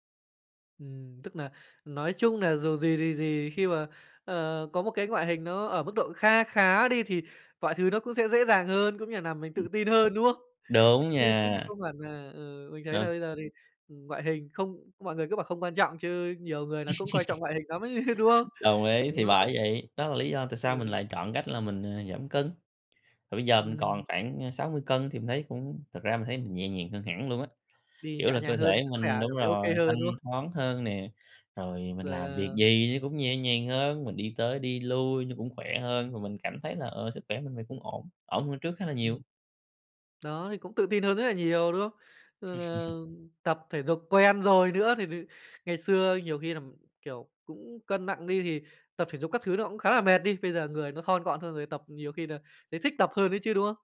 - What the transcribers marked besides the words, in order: "làm" said as "nàm"; tapping; other background noise; laugh; laughing while speaking: "ấy"; laugh
- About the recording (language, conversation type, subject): Vietnamese, podcast, Bạn thường xử lý những lời chê bai về ngoại hình như thế nào?